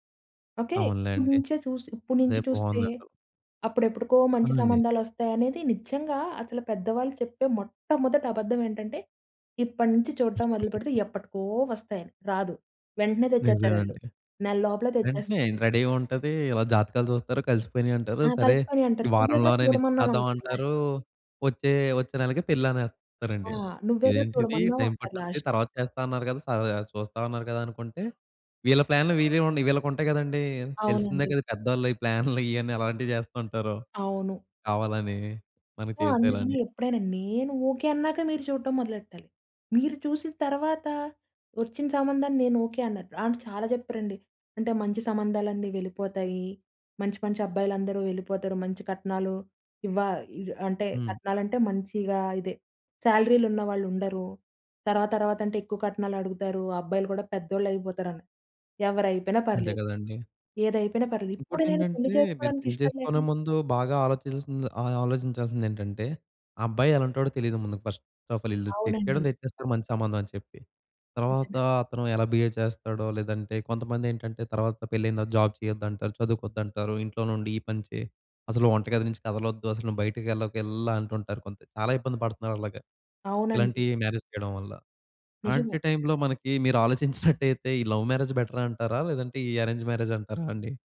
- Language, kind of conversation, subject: Telugu, podcast, హృదయం మాట వినాలా లేక తర్కాన్ని అనుసరించాలా?
- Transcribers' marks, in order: chuckle; in English: "రెడీగుంటది"; in English: "లాస్ట్"; in English: "లాస్ట్"; other background noise; laughing while speaking: "ఈ ప్లాన్లు ఇయన్నీ ఎలాంటివి జేస్తూ ఉంటారో"; in English: "సో"; in English: "ఫస్ట్ ఆఫ్ ఆల్"; in English: "బిహేవ్"; in English: "జాబ్"; in English: "మ్యారేజ్"; in English: "లవ్ మ్యారేజ్"; in English: "అరేంజ్"